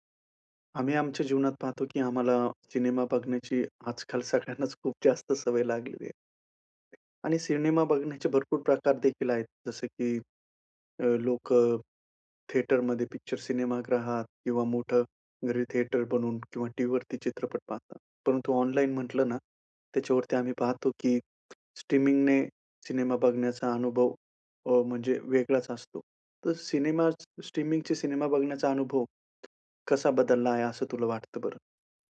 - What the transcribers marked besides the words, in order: laughing while speaking: "सगळ्यांनाच खूप जास्त सवय लागलेली आहे"; tapping; in English: "थिएटरमध्ये"; in English: "थिएटर"; other background noise
- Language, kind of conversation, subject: Marathi, podcast, स्ट्रीमिंगमुळे सिनेमा पाहण्याचा अनुभव कसा बदलला आहे?